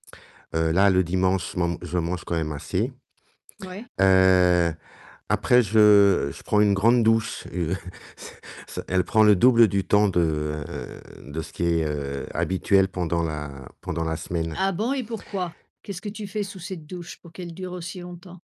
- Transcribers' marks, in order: chuckle; laughing while speaking: "Heu, c"
- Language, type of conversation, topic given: French, podcast, Quel est ton rituel du dimanche à la maison ?